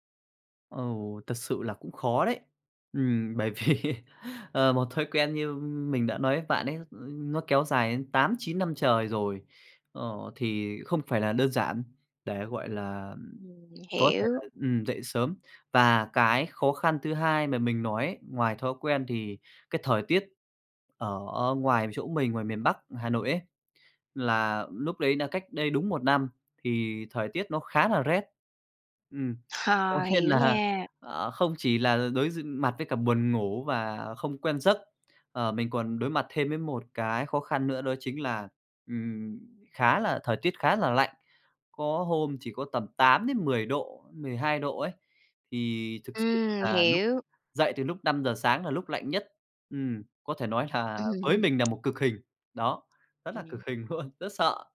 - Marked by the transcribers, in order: laughing while speaking: "vì"; tapping; laughing while speaking: "Ờ"; laughing while speaking: "Ừm"; other background noise; laughing while speaking: "luôn"
- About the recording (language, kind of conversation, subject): Vietnamese, podcast, Bạn làm thế nào để duy trì động lực lâu dài khi muốn thay đổi?
- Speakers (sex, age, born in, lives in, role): female, 30-34, Vietnam, Vietnam, host; male, 25-29, Vietnam, Vietnam, guest